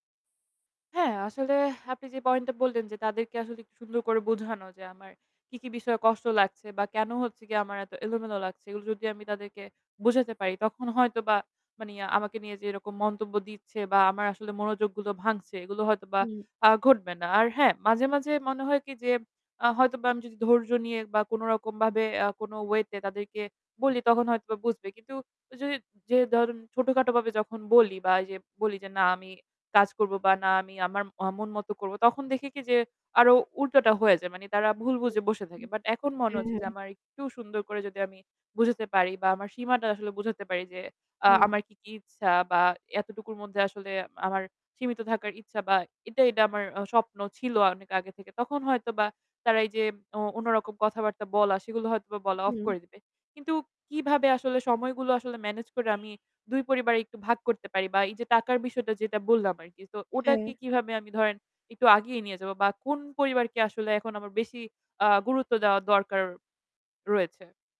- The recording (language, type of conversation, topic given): Bengali, advice, সম্পর্কের পর আমি কীভাবে নিজের মূল্যবোধ ও ব্যক্তিগত সীমা নতুন করে নির্ধারণ করব?
- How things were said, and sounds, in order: static; unintelligible speech; distorted speech; horn